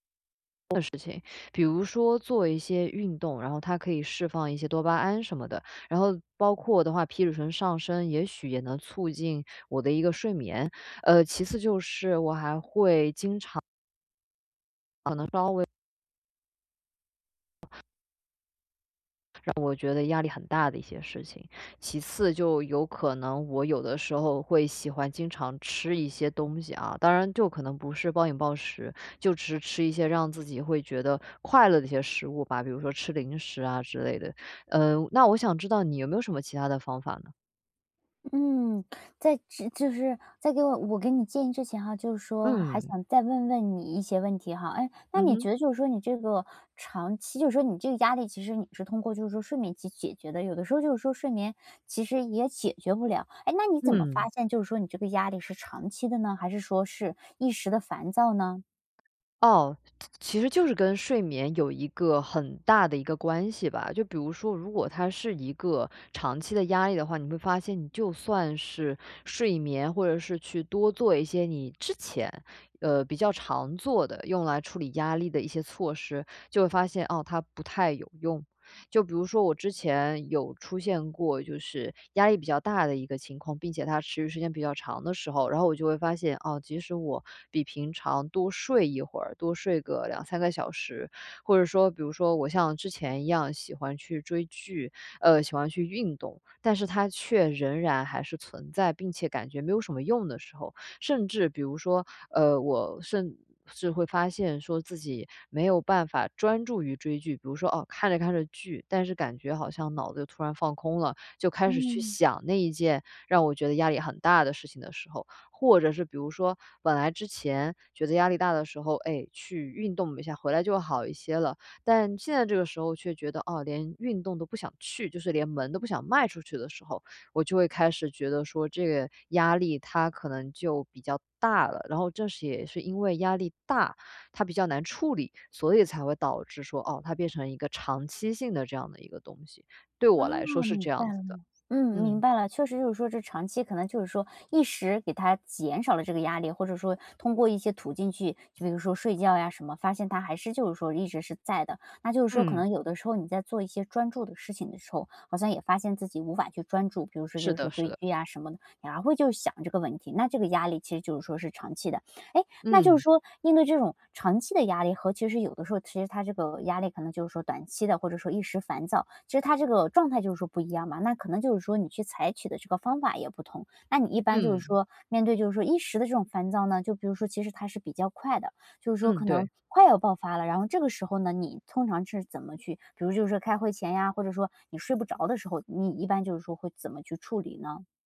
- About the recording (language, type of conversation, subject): Chinese, podcast, 如何应对长期压力？
- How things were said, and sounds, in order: other background noise